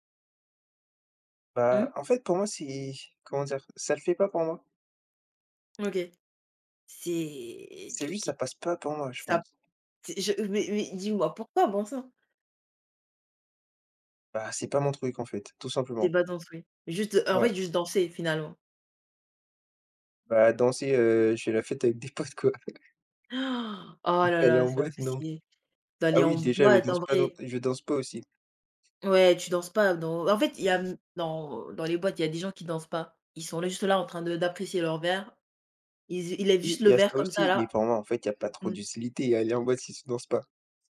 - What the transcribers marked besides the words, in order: laughing while speaking: "potes, quoi"; chuckle; gasp; other background noise
- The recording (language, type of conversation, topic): French, unstructured, Pourquoi, selon toi, certaines chansons deviennent-elles des tubes mondiaux ?